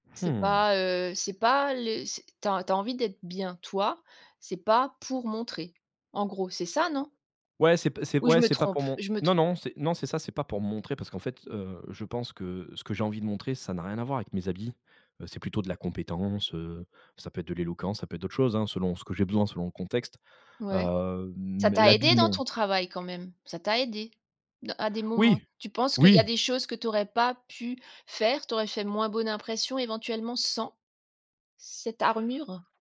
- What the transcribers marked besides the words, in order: none
- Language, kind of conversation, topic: French, podcast, Quel style te donne tout de suite confiance ?